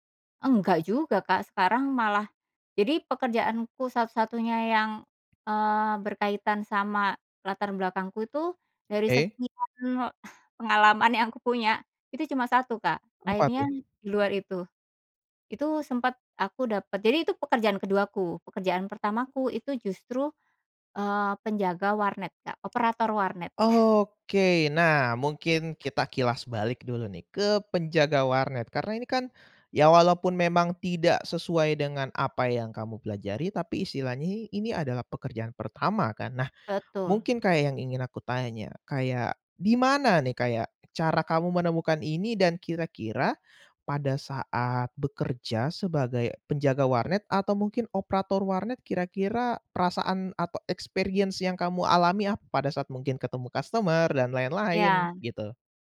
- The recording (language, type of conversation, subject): Indonesian, podcast, Bagaimana rasanya mendapatkan pekerjaan pertama Anda?
- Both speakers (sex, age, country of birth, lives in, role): female, 40-44, Indonesia, Indonesia, guest; male, 20-24, Indonesia, Indonesia, host
- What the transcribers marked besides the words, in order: unintelligible speech; chuckle; in English: "experience"